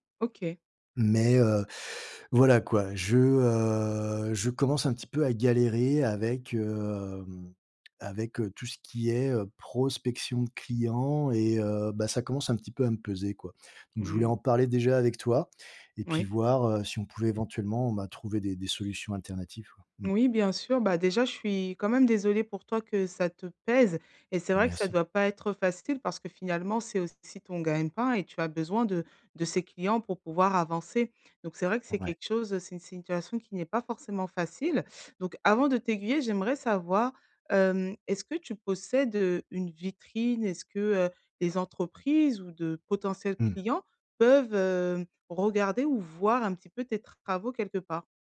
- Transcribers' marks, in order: tapping
- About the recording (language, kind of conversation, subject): French, advice, Comment puis-je atteindre et fidéliser mes premiers clients ?
- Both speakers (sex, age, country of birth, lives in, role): female, 35-39, France, France, advisor; male, 50-54, France, France, user